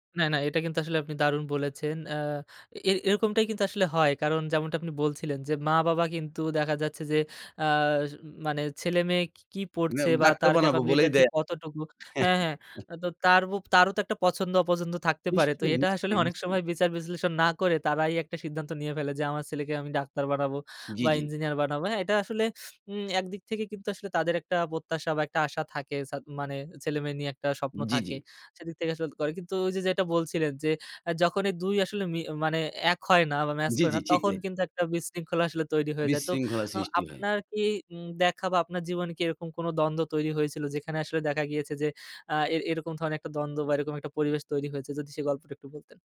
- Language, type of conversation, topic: Bengali, podcast, শিক্ষা ও ক্যারিয়ার নিয়ে বাবা-মায়ের প্রত্যাশা ভিন্ন হলে পরিবারে কী ঘটে?
- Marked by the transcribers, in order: other background noise; in English: "ক্যাপাবিলিটি"; chuckle